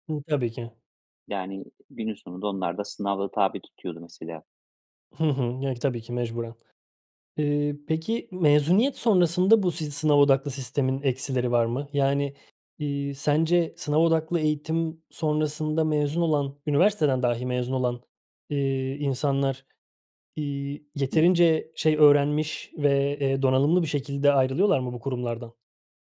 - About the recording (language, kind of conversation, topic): Turkish, podcast, Sınav odaklı eğitim hakkında ne düşünüyorsun?
- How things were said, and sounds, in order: tapping; other background noise